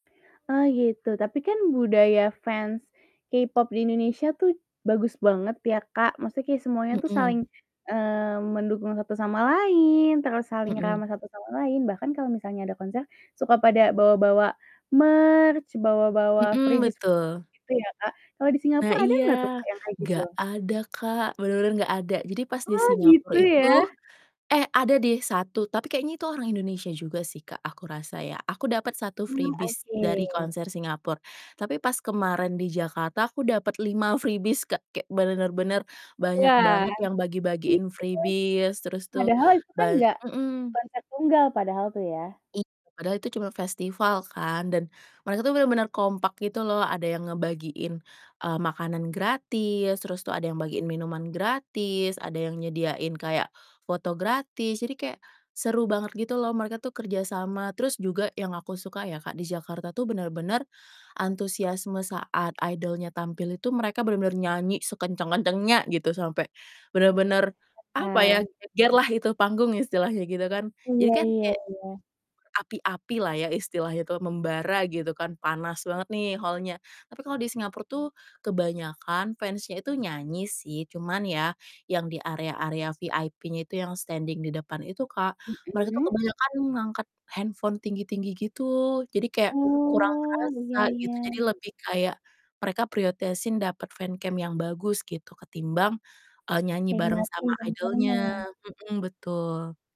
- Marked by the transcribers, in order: static; tapping; in English: "merch"; in English: "freebies"; distorted speech; other background noise; in English: "freebies"; in English: "freebies"; in English: "freebies"; in English: "idol-nya"; unintelligible speech; in English: "hall-nya"; in English: "standing"; "prioritasin" said as "priotesin"; in English: "fancam"; in English: "idol-nya"
- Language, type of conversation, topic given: Indonesian, podcast, Kapan terakhir kali kamu menonton konser, dan bagaimana pengalamanmu?